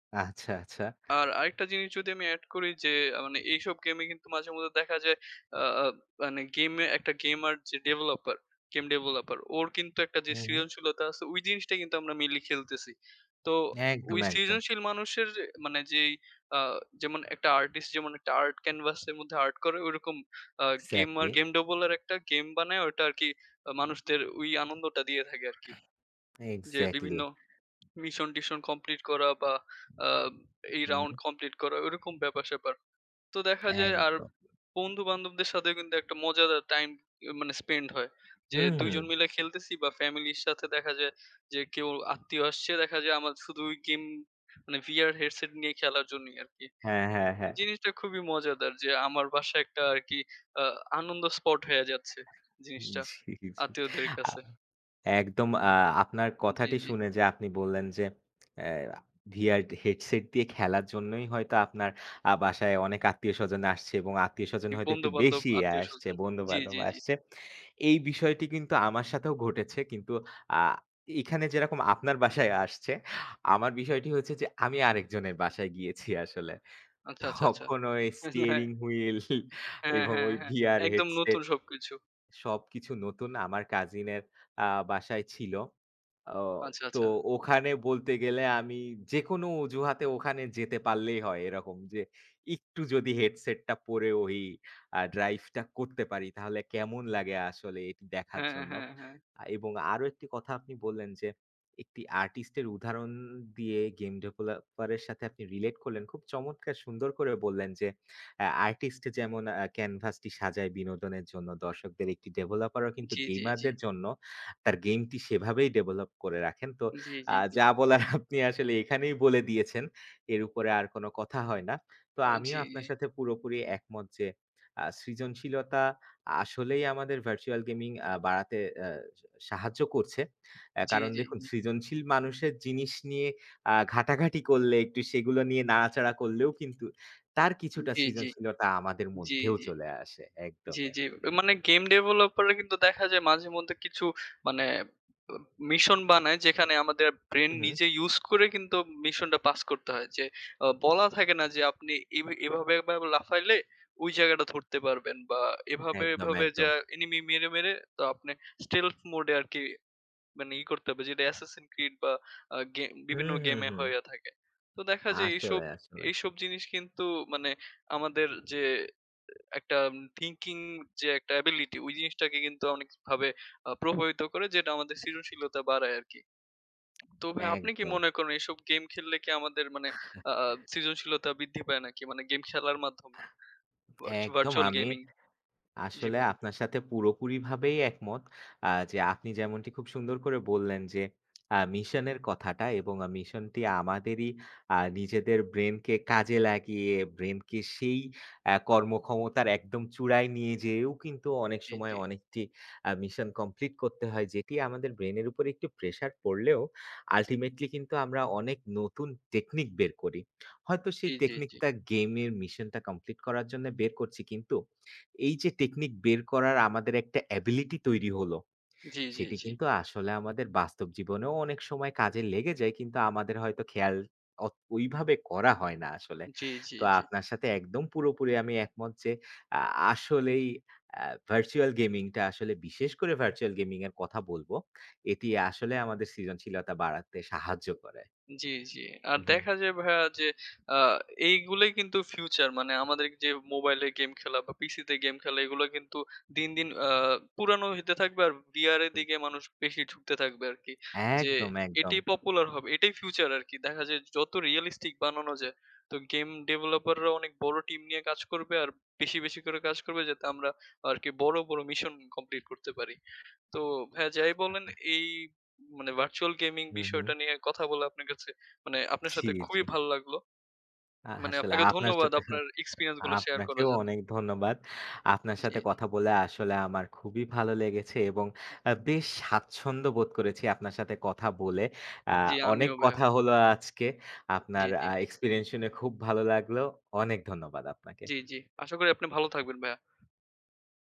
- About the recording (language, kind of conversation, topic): Bengali, unstructured, ভার্চুয়াল গেমিং কি আপনার অবসর সময়ের সঙ্গী হয়ে উঠেছে?
- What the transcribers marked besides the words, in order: tapping; "developer" said as "ডেভলের"; other background noise; laughing while speaking: "জি, জি"; lip smack; "VR" said as "ভিয়ার্ড"; stressed: "বেশিই"; lip smack; laughing while speaking: "য়খন ওই স্টিয়ারিং হুইল"; "তখন" said as "য়খন"; chuckle; laughing while speaking: "আপনি আসলে"; in English: "স্টেলফ মোড"; in English: "অ্যাসাসিন ক্রিড"; exhale; other noise; lip smack; chuckle; "আসলে" said as "হাসোলে"